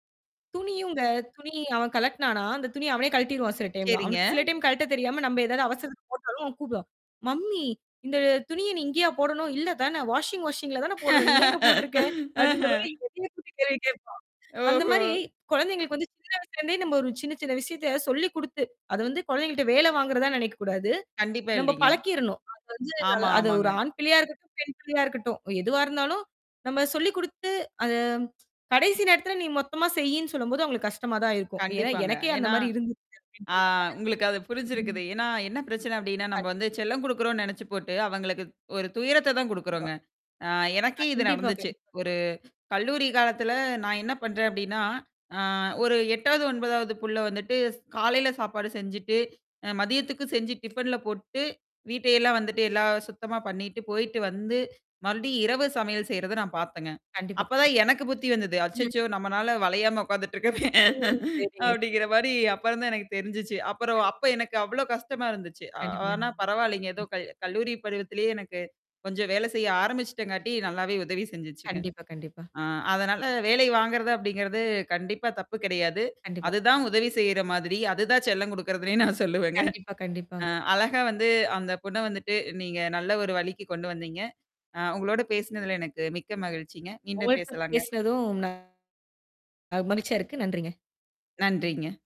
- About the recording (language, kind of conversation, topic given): Tamil, podcast, வீட்டு வேலைகளில் குழந்தைகள் பங்கேற்கும்படி நீங்கள் எப்படிச் செய்வீர்கள்?
- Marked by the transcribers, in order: in English: "டைம்லாம்"; in English: "டைம்"; distorted speech; in English: "மம்மி"; in English: "வாஷிங் மெசின்ல"; laughing while speaking: "ஆஹ"; laughing while speaking: "அப்படின்ற மாரி என்னையே கூப்டி கேள்வி கேப்பான்"; other background noise; tsk; other noise; in English: "டிஃபன்ல"; static; chuckle; laughing while speaking: "உட்காந்துட்டு இருக்கமே, அப்படிங்கிற மாரி"; mechanical hum; laughing while speaking: "அதுதான் செல்லம் குடுக்குறதுனே நான் சொல்லுவேங்க"